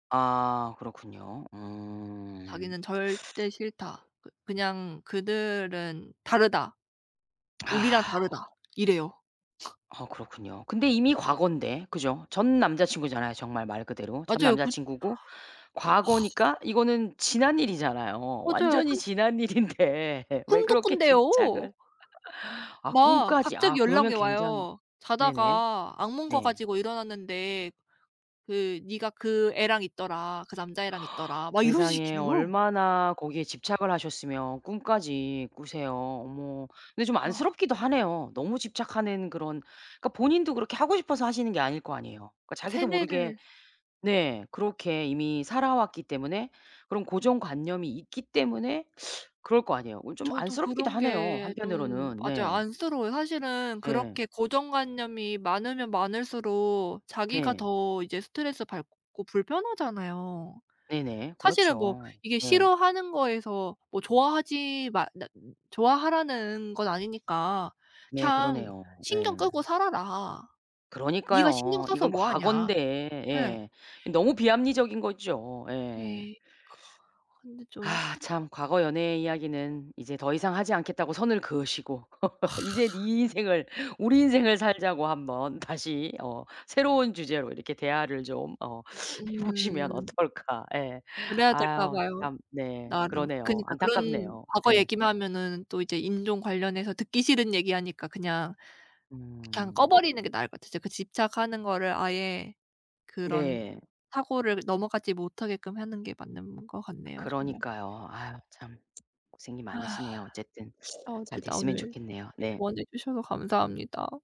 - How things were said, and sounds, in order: teeth sucking; lip smack; other background noise; scoff; inhale; other noise; laughing while speaking: "일인데 왜 그렇게 집착을"; laugh; gasp; teeth sucking; teeth sucking; laugh; laughing while speaking: "다시"; laughing while speaking: "해 보시면 어떨까"; tsk; sigh
- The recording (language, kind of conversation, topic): Korean, advice, 과거 일에 집착해 현재를 즐기지 못하는 상태